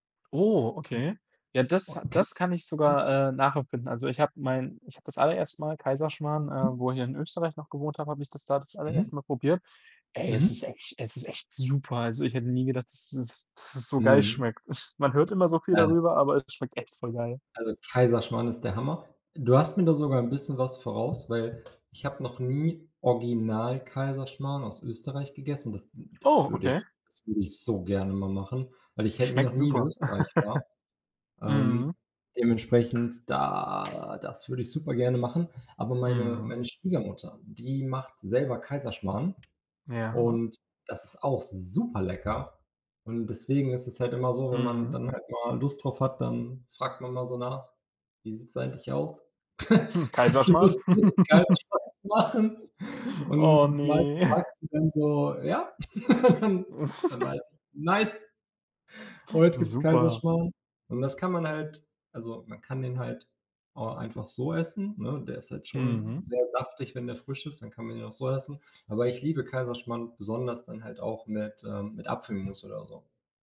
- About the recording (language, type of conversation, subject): German, unstructured, Was ist dein Lieblingsessen und warum?
- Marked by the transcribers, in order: other background noise; unintelligible speech; chuckle; tapping; chuckle; stressed: "super"; snort; laughing while speaking: "Hast du Lust, bisschen Kaiserschmarrn zu machen?"; giggle; chuckle; laugh; in English: "Nice"; chuckle